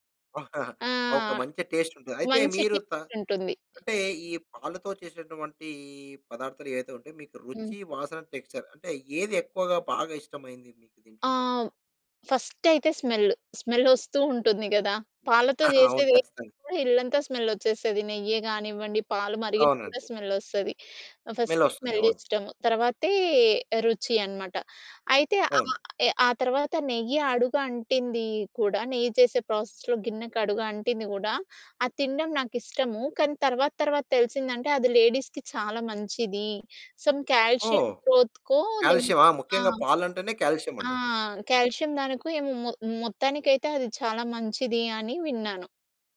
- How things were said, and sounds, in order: chuckle; tapping; in English: "టెక్స్‌చర్"; laughing while speaking: "ఆహా! అవును, ఖచ్చితంగా"; in English: "ఫస్ట్"; in English: "ప్రాసెస్‌లో"; in English: "లేడీస్‌కి"; in English: "సమ్ కాల్షియం గ్రోత్‌కో"; in English: "కాల్షియం"
- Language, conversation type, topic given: Telugu, podcast, చిన్నప్పుడు మీకు అత్యంత ఇష్టమైన వంటకం ఏది?